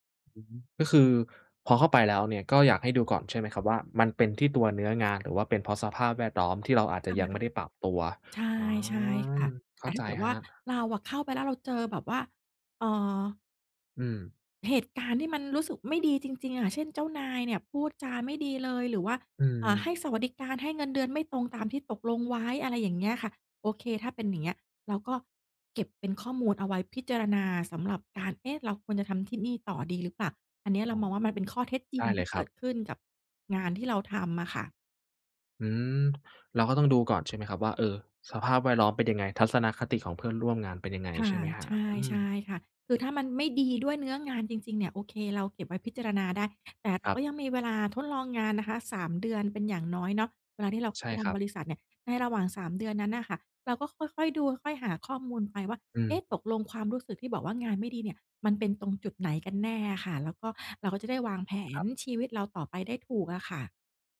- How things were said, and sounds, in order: unintelligible speech
- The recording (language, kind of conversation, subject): Thai, advice, คุณกลัวอะไรเกี่ยวกับการเริ่มงานใหม่หรือการเปลี่ยนสายอาชีพบ้าง?